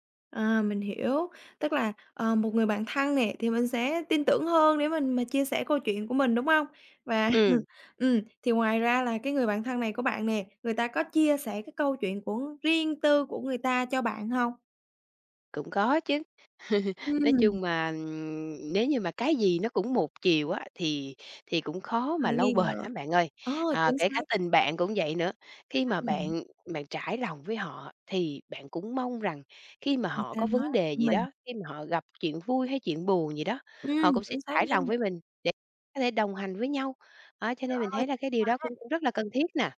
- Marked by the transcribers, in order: laugh; laugh; other background noise; tapping; unintelligible speech
- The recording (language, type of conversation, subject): Vietnamese, podcast, Làm sao bạn chọn ai để tin tưởng và chia sẻ chuyện riêng tư?